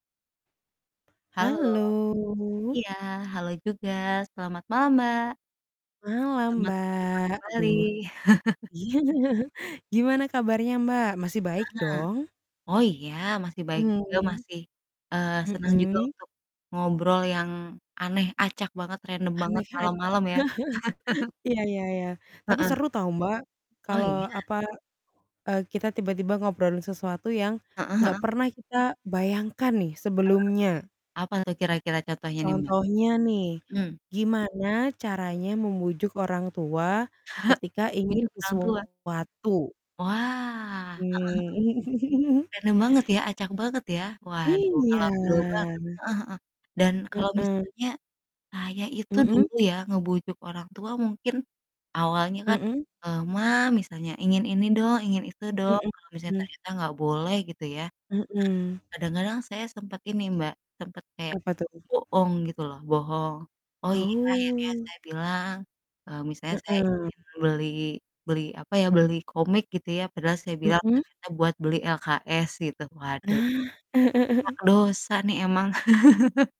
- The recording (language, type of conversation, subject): Indonesian, unstructured, Bagaimana cara kamu membujuk orang tua saat menginginkan sesuatu?
- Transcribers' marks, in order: tapping; distorted speech; laughing while speaking: "Iya"; chuckle; laugh; chuckle; chuckle; chuckle; drawn out: "Iya"; chuckle; chuckle